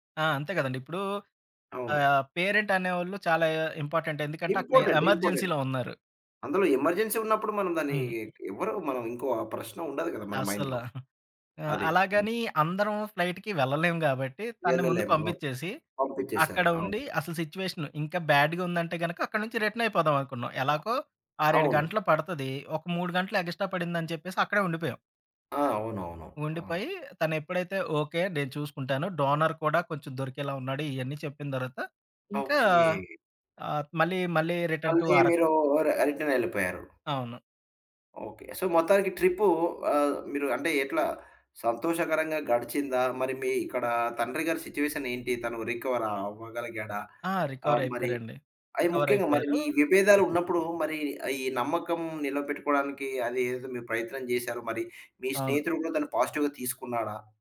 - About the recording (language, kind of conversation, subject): Telugu, podcast, మధ్యలో విభేదాలున్నప్పుడు నమ్మకం నిలబెట్టుకోవడానికి మొదటి అడుగు ఏమిటి?
- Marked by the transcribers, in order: in English: "పేరెంట్"; in English: "ఇంపార్టెంట్"; in English: "ఇంపార్టెంట్. ఇంపార్టెంట్"; in English: "ఎమర్జెన్సీలో"; in English: "ఎమర్జెన్సీ"; giggle; in English: "మైండ్‌లో"; in English: "ఫ్లైట్‌కి"; in English: "సిట్యుయేషన్"; in English: "బ్యాడ్‌గా"; in English: "డోనర్"; tapping; in English: "రిటన్ టు"; in English: "సో"; in English: "రికవర్"; giggle; in English: "పాజిటివ్‌గా"